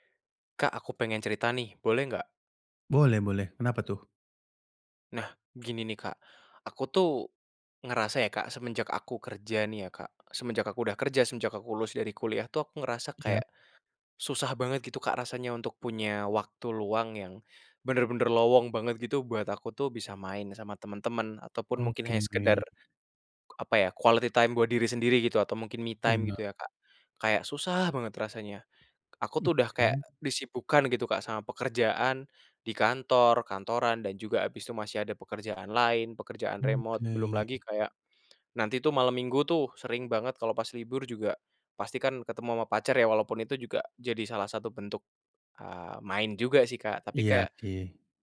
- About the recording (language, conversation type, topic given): Indonesian, advice, Bagaimana saya bisa tetap menekuni hobi setiap minggu meskipun waktu luang terasa terbatas?
- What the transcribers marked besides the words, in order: in English: "quality time"; in English: "me time"; in English: "remote"; other background noise